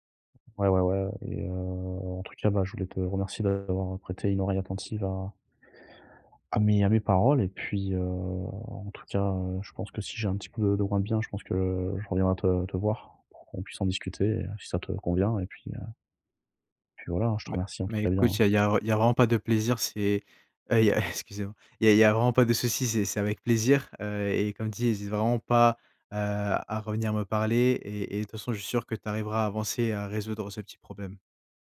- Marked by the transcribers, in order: chuckle
- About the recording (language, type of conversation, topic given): French, advice, Comment décrirais-tu ta rupture récente et pourquoi as-tu du mal à aller de l’avant ?